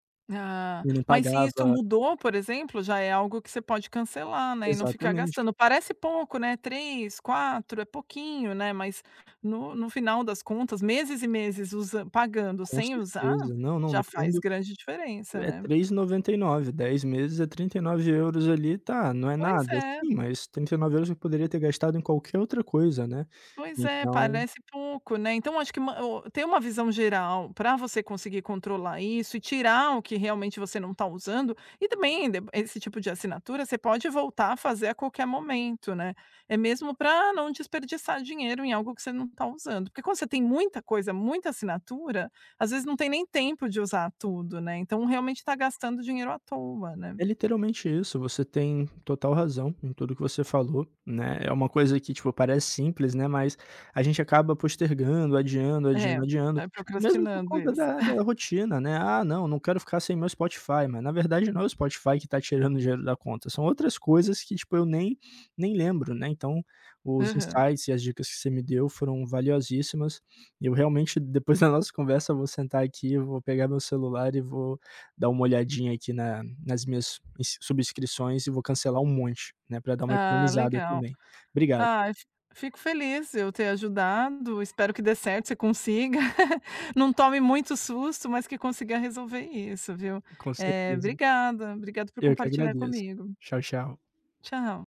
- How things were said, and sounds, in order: chuckle; in English: "insights"; other background noise; tapping; chuckle
- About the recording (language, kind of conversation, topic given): Portuguese, advice, Como você lida com o fato de assinar vários serviços e esquecer de cancelá-los, gerando um gasto mensal alto?